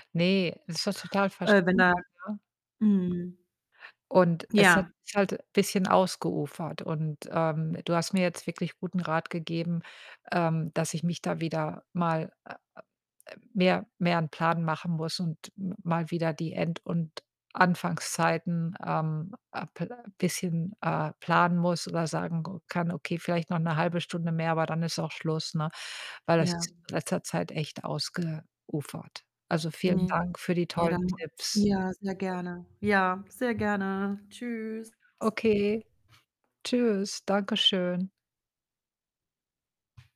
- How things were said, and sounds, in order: other background noise; static; distorted speech; unintelligible speech
- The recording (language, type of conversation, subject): German, advice, Welche Schwierigkeiten hast du dabei, deine Arbeitszeit und Pausen selbst zu regulieren?